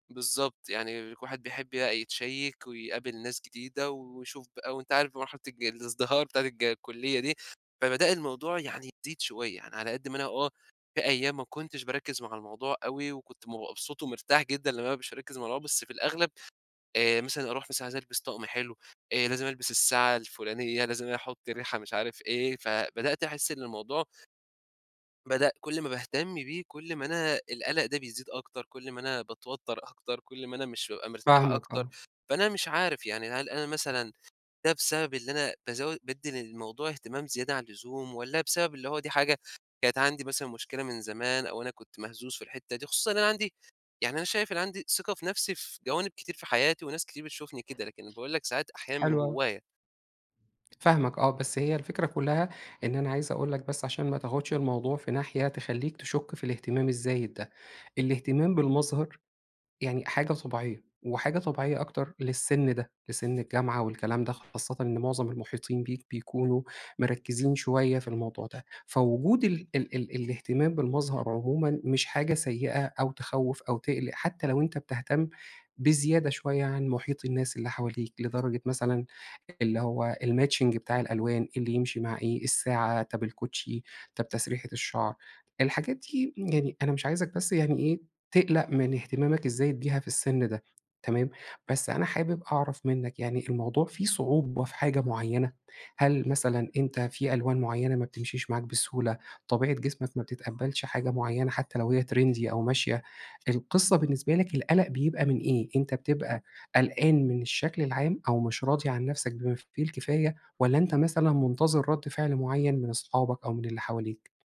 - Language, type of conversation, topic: Arabic, advice, ازاي أتخلص من قلقي المستمر من شكلي وتأثيره على تفاعلاتي الاجتماعية؟
- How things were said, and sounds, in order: horn; other background noise; in English: "الماتشينج"; in English: "تريندي"